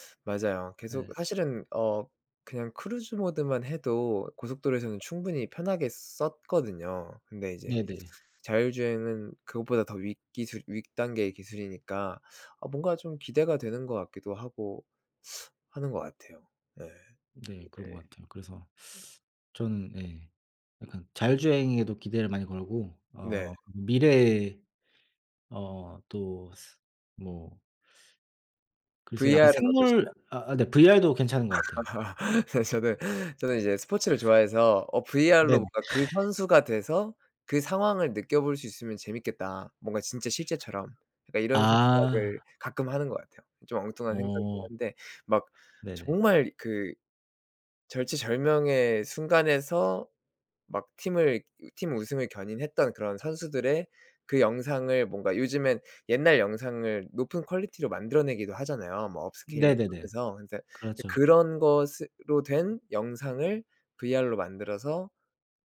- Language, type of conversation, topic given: Korean, unstructured, 미래에 어떤 모습으로 살고 싶나요?
- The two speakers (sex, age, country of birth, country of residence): male, 30-34, South Korea, Germany; male, 30-34, South Korea, South Korea
- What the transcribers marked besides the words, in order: in English: "cruise mode만"; teeth sucking; teeth sucking; laugh; laughing while speaking: "네. 저는"; other noise